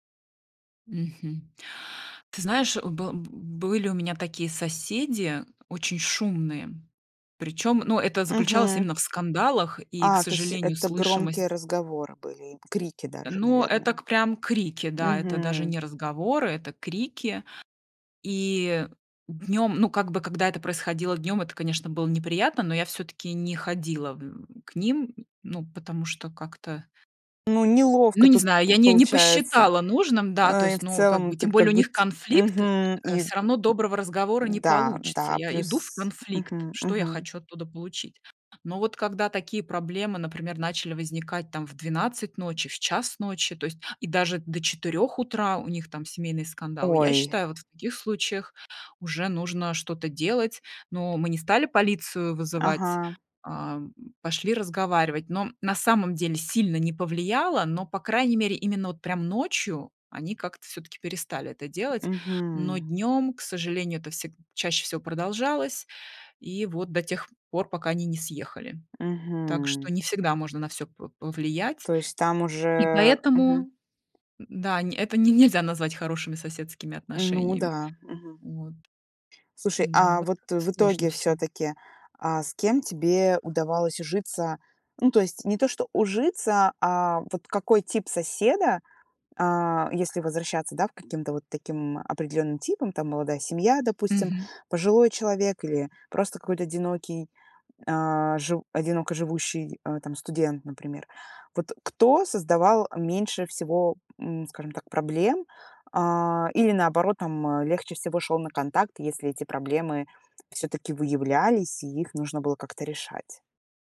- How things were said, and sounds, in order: none
- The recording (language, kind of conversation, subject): Russian, podcast, Что, по‑твоему, значит быть хорошим соседом?